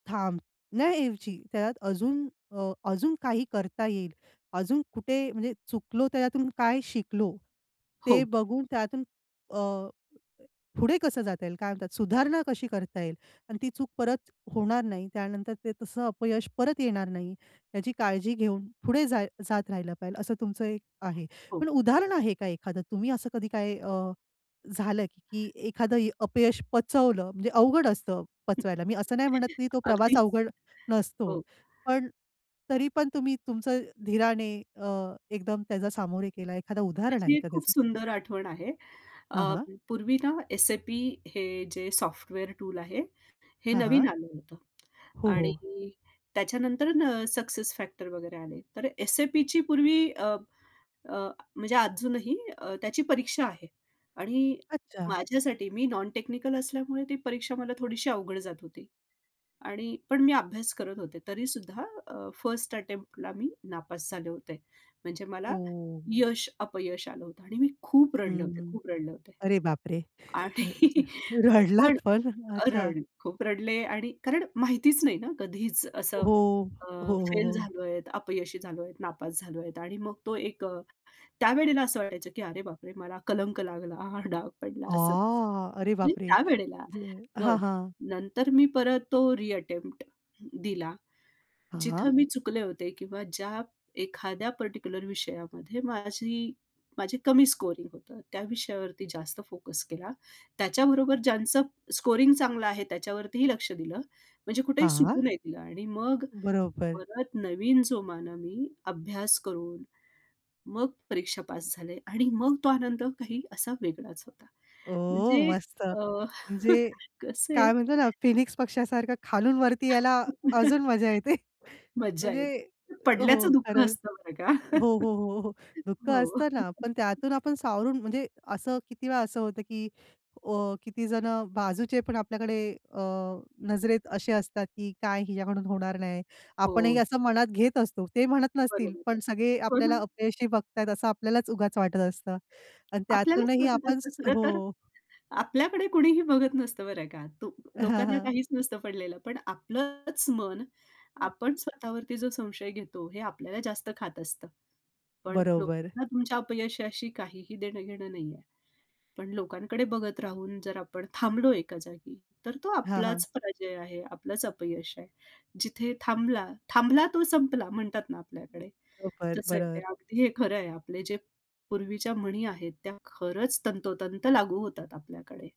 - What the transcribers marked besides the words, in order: other background noise; chuckle; in English: "नॉन टेक्निकल"; tapping; in English: "फर्स्ट अटेम्प्टला"; surprised: "र र रडलात पण?"; laughing while speaking: "आणि"; drawn out: "आ"; surprised: "अरे बापरे!"; in English: "रिअटेम्प्ट"; joyful: "ओ मस्त. म्हणजे काय म्हणतो … अजून मजा येते"; chuckle; chuckle; laughing while speaking: "बरं का. हो"; chuckle
- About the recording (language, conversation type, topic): Marathi, podcast, आत्मसंशय आल्यावर तुम्ही स्वतःला कसा धीर देता?